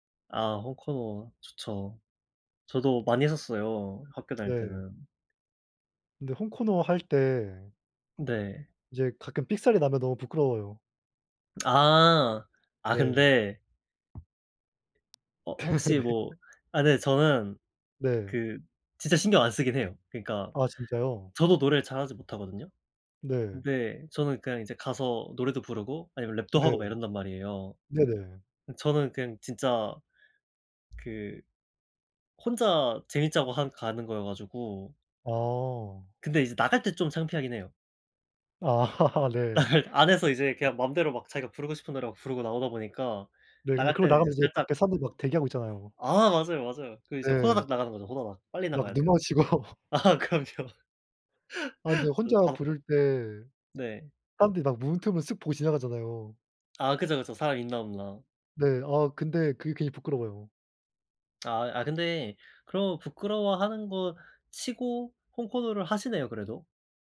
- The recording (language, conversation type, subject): Korean, unstructured, 스트레스를 받을 때 보통 어떻게 푸세요?
- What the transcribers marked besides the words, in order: tapping; laugh; laughing while speaking: "아"; laugh; laugh; laughing while speaking: "아 그럼요"; laugh; unintelligible speech